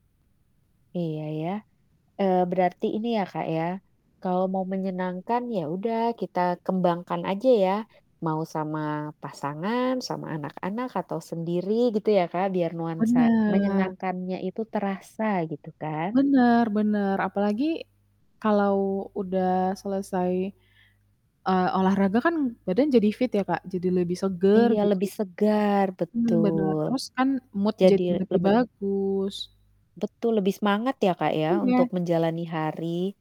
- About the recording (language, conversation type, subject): Indonesian, unstructured, Menurutmu, olahraga apa yang paling menyenangkan?
- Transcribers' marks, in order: static; distorted speech; in English: "mood"